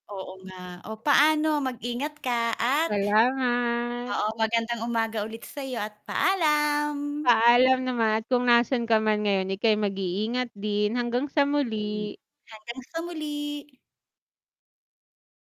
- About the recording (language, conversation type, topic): Filipino, unstructured, Ano ang paborito mong imbensyon, at bakit?
- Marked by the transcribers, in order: static; other background noise; distorted speech